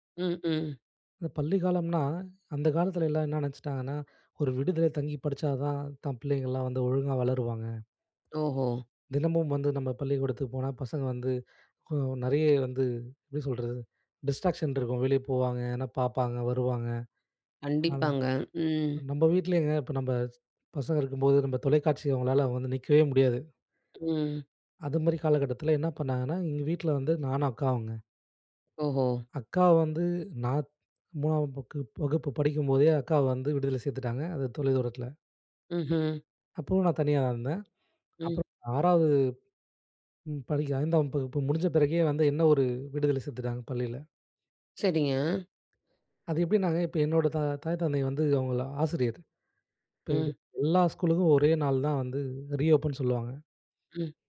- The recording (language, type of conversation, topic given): Tamil, podcast, பள்ளிக்கால நினைவில் உனக்கு மிகப்பெரிய பாடம் என்ன?
- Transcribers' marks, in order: in English: "டிஸ்ட்ராக்ஷன்"; other background noise; in English: "ரீ ஓப்பன்"